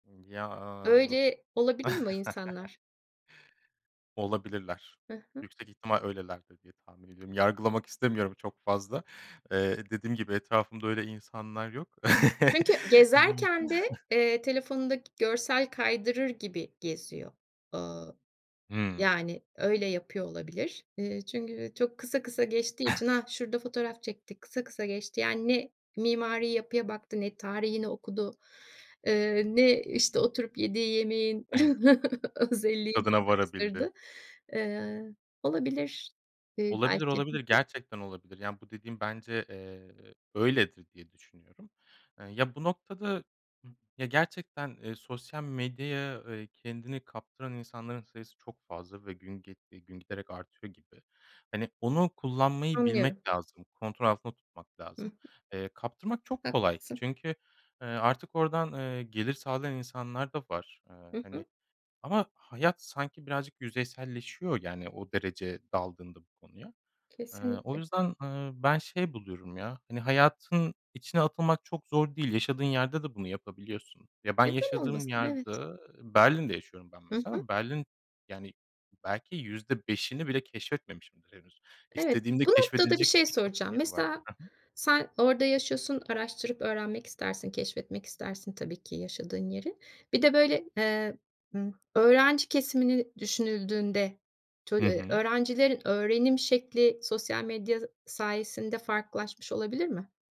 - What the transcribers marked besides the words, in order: drawn out: "ya"; chuckle; chuckle; other background noise; chuckle; chuckle
- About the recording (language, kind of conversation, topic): Turkish, podcast, Sosyal medyanın tarzını nasıl etkilediğini düşünüyorsun?